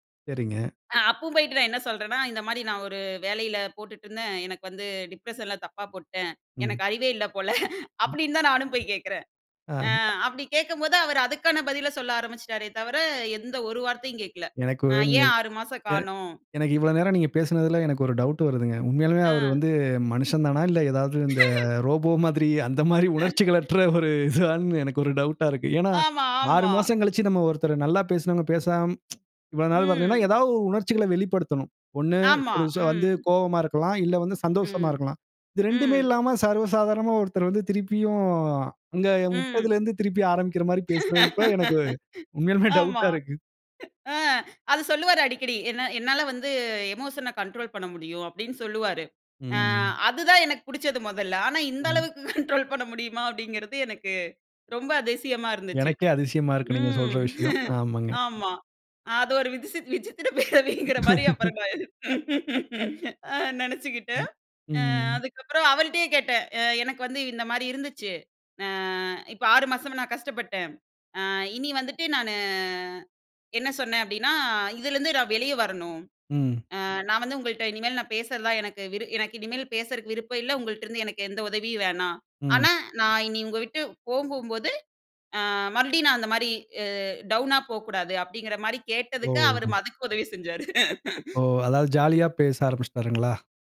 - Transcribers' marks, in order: laughing while speaking: "எனக்கு அறிவே இல்ல போல"; other noise; surprised: "எனக்கு இவ்ளோ நேரம் நீங்க பேசினதில எனக்கு ஒரு டவுட் வருதுங்க"; laugh; laughing while speaking: "உணர்ச்சிகளற்ற ஒரு இதுவான்னு எனக்கு ஒரு டவுட்டா இருக்கு"; laugh; tsk; laugh; chuckle; laughing while speaking: "எனக்கு உண்மையிலுமே டவுட்டா இருக்கு"; laughing while speaking: "இந்த அளவுக்கு கண்ட்ரோல் பண்ண முடியுமா?"; laugh; surprised: "எனக்கே அதிசயமா இருக்கு, நீங்க சொல்ற விஷயம்"; laughing while speaking: "விஜித்திர பெரவீங்கிற மாதிரி அப்புறம், நான்"; laugh; in English: "டவுனா"; laugh; surprised: "ஓ!"; anticipating: "அதாவது ஜாலியா பேச ஆரம்பிச்சுட்டாருங்களா?"
- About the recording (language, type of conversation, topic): Tamil, podcast, ஒரு உறவு முடிந்ததற்கான வருத்தத்தை எப்படிச் சமாளிக்கிறீர்கள்?
- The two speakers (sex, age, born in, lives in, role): female, 25-29, India, India, guest; male, 35-39, India, India, host